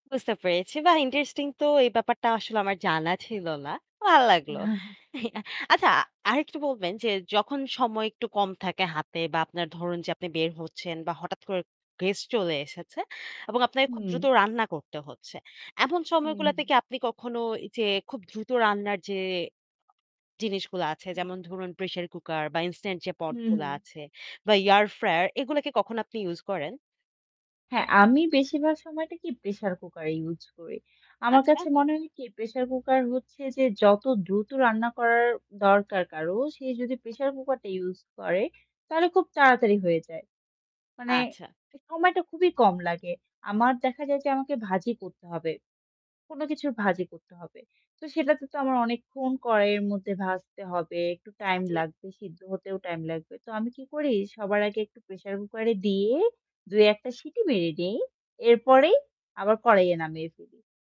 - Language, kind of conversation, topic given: Bengali, podcast, বাড়িতে কম সময়ে দ্রুত ও সুস্বাদু খাবার কীভাবে বানান?
- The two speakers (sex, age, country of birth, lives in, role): female, 25-29, Bangladesh, Bangladesh, guest; female, 25-29, Bangladesh, Bangladesh, host
- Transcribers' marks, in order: chuckle; static; tapping; distorted speech; in English: "ইনস্ট্যান্ট"